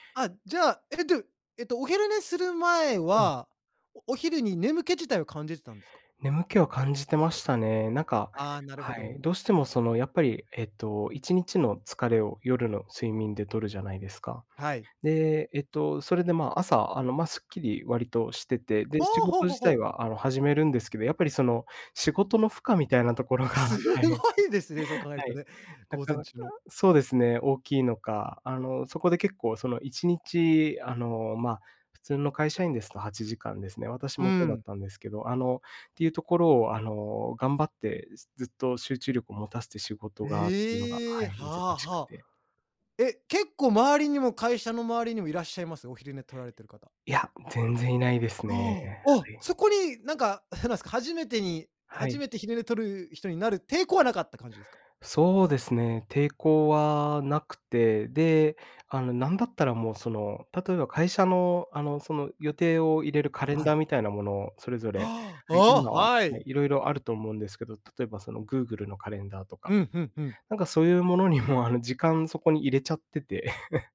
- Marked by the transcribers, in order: laughing while speaking: "ところが、はい、はい"; laughing while speaking: "すごいですね"; surprised: "ああ、あ"; surprised: "は"; laughing while speaking: "ものにもあの"; chuckle
- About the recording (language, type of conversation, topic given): Japanese, podcast, 仕事でストレスを感じたとき、どんな対処をしていますか？